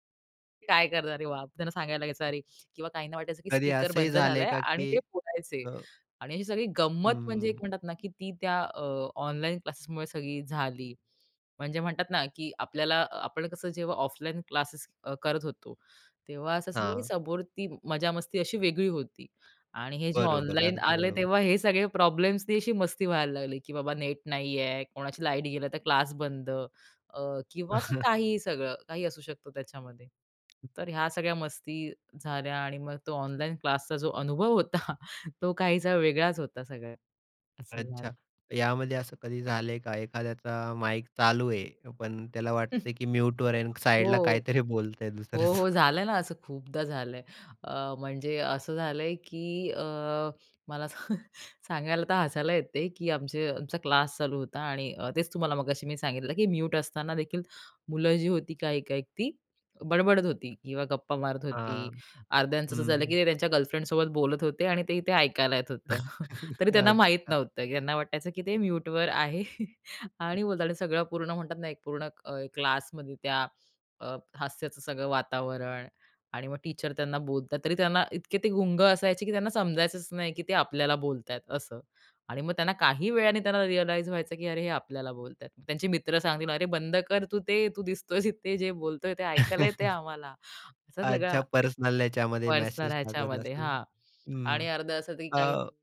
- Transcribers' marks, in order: other noise; other background noise; tapping; chuckle; chuckle; chuckle; laughing while speaking: "काहीतरी बोलत आहे दुसरच?"; chuckle; chuckle; chuckle; in English: "टीचर"; chuckle
- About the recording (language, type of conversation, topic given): Marathi, podcast, ऑनलाइन शिक्षणाचा तुम्हाला कसा अनुभव आला?